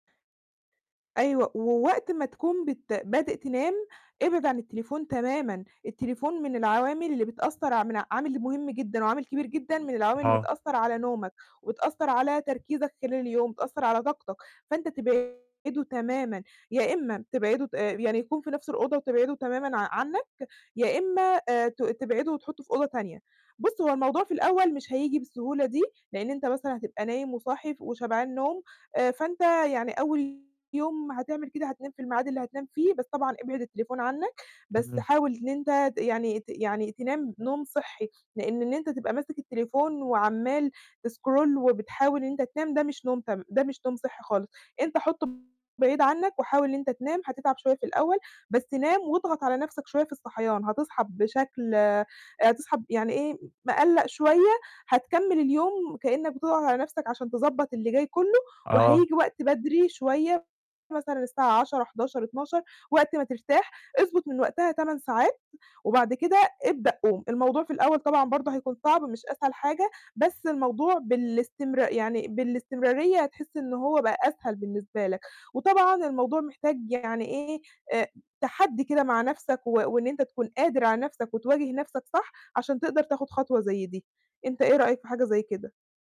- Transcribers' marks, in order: distorted speech; in English: "تسكرول"
- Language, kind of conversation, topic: Arabic, advice, إزاي أقدر أستمر على عادة يومية بسيطة من غير ما أزهق؟